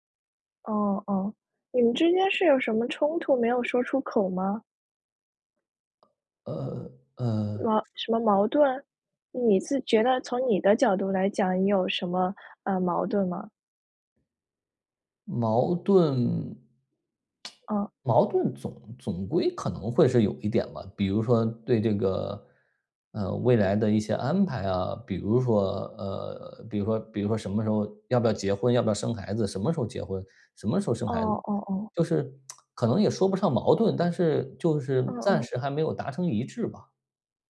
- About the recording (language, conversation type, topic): Chinese, advice, 当你感觉伴侣渐行渐远、亲密感逐渐消失时，你该如何应对？
- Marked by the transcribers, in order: tapping; other background noise; tsk